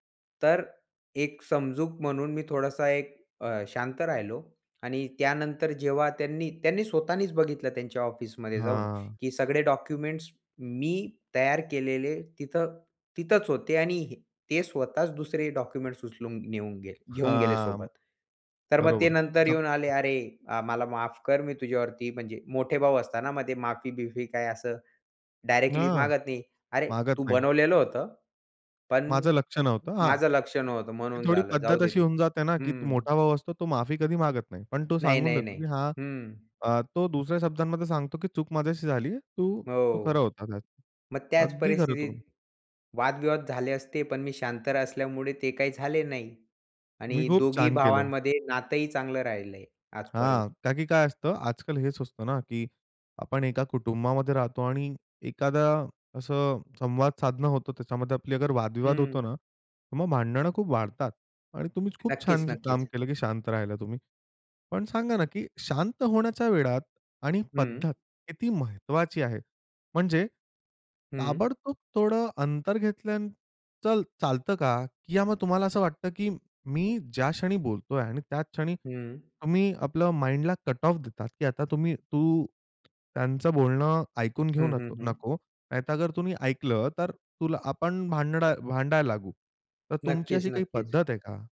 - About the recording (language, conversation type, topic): Marathi, podcast, तात्पुरते शांत होऊन नंतर बोलणं किती फायदेशीर असतं?
- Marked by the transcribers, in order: tapping; other noise; in English: "माइंडला कटऑफ"